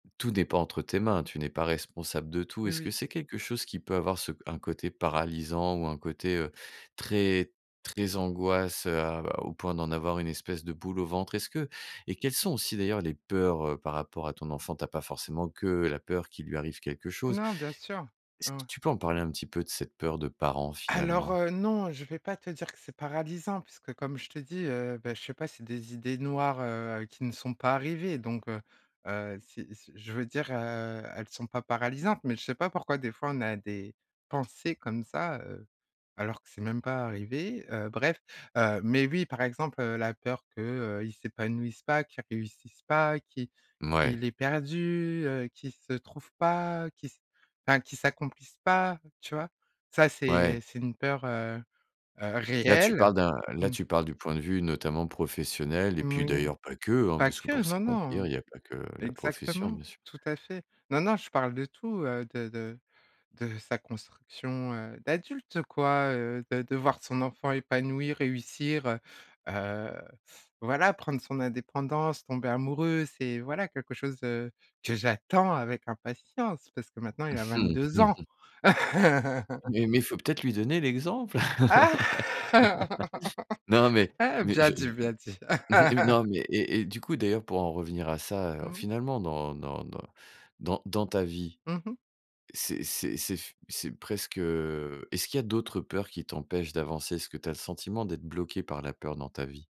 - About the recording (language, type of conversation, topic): French, podcast, Comment gères-tu la peur qui t’empêche d’avancer ?
- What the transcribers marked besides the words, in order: stressed: "j'attends avec impatience"; chuckle; chuckle; laugh; chuckle; laugh